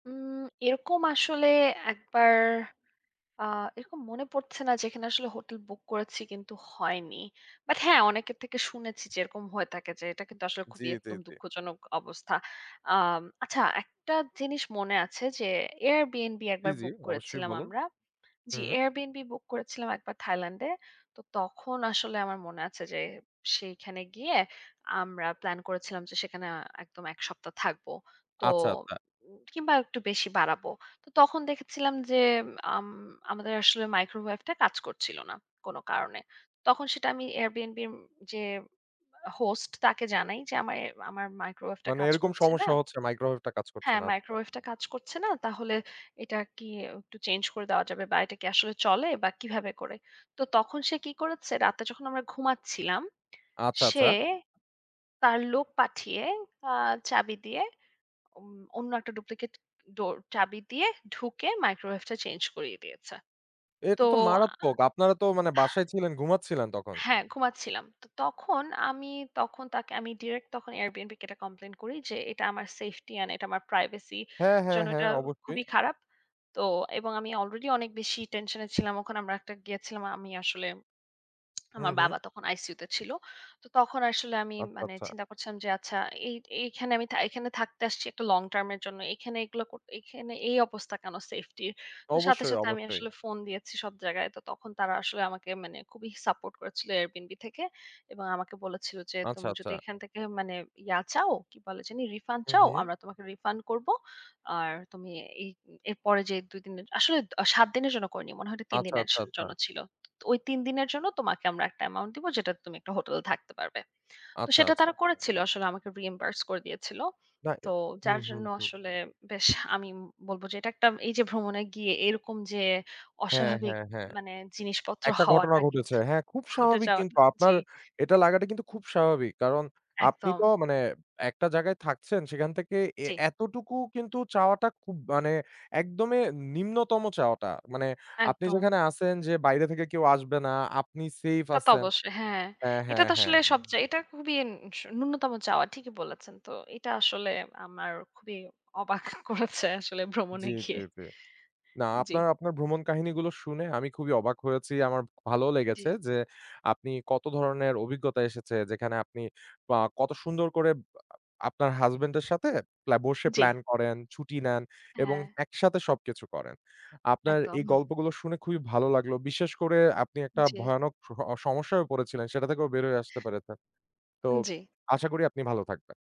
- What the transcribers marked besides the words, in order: in English: "duplicate door"; tapping; tsk; in English: "long term"; in English: "reimburse"; chuckle
- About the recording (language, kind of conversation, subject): Bengali, podcast, ভ্রমণে গেলে আপনি কীভাবে পরিকল্পনা করেন, সহজ করে বলবেন?